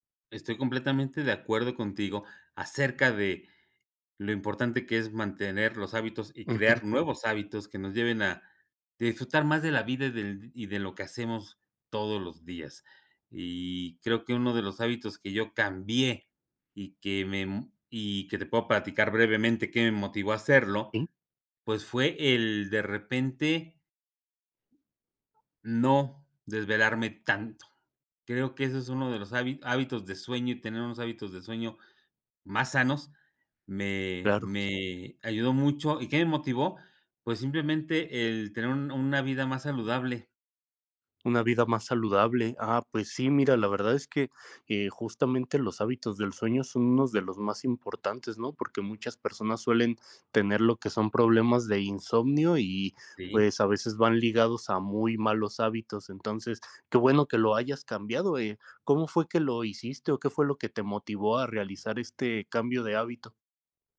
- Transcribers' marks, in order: other background noise
- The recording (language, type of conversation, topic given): Spanish, unstructured, ¿Alguna vez cambiaste un hábito y te sorprendieron los resultados?
- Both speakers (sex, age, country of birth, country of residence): male, 30-34, Mexico, Mexico; male, 55-59, Mexico, Mexico